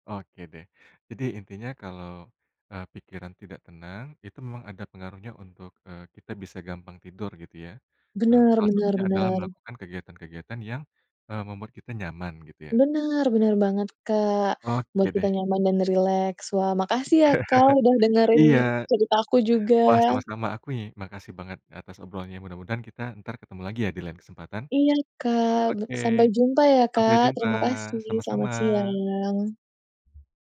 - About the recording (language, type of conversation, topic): Indonesian, podcast, Apa yang kamu lakukan kalau susah tidur karena pikiran nggak tenang?
- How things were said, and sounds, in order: laugh; other background noise